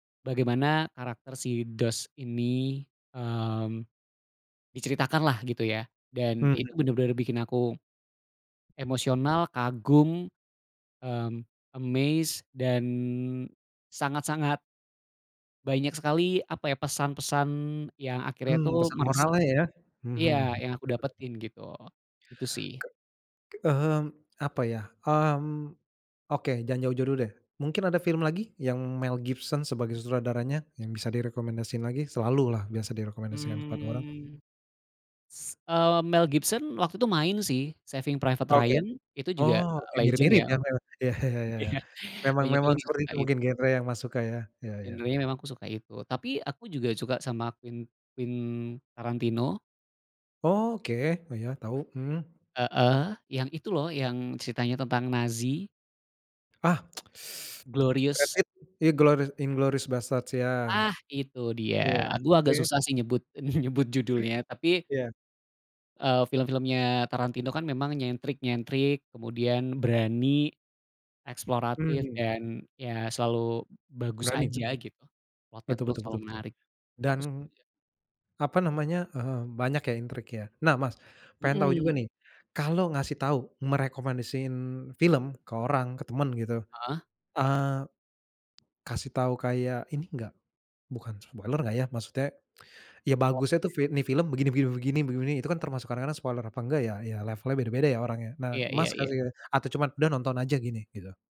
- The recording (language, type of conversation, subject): Indonesian, podcast, Film atau serial apa yang selalu kamu rekomendasikan, dan kenapa?
- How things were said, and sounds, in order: other background noise; in English: "amazed"; in English: "legend"; chuckle; "Quentin" said as "quen"; lip smack; teeth sucking; chuckle; throat clearing; in English: "spoiler"; "begini-" said as "begine"; in English: "spoiler"